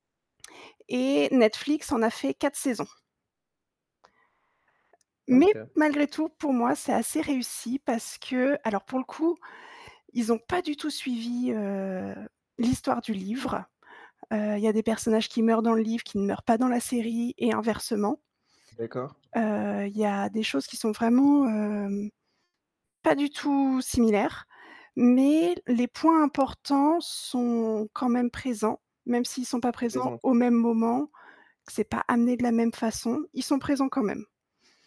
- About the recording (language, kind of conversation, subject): French, podcast, Que penses-tu des adaptations de livres au cinéma, en général ?
- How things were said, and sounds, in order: static; other background noise; tapping; mechanical hum; distorted speech